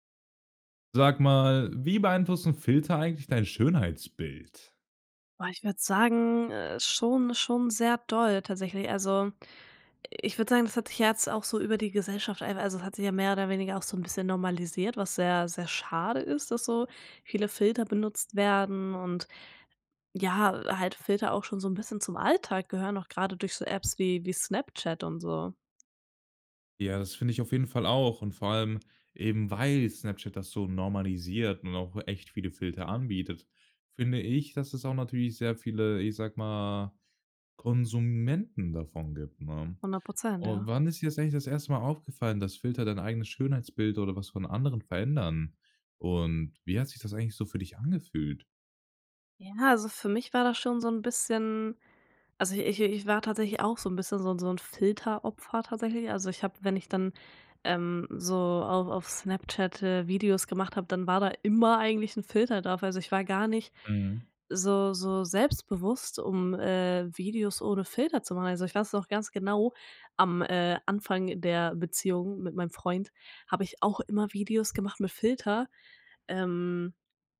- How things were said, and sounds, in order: other noise; stressed: "weil"
- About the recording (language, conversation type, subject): German, podcast, Wie beeinflussen Filter dein Schönheitsbild?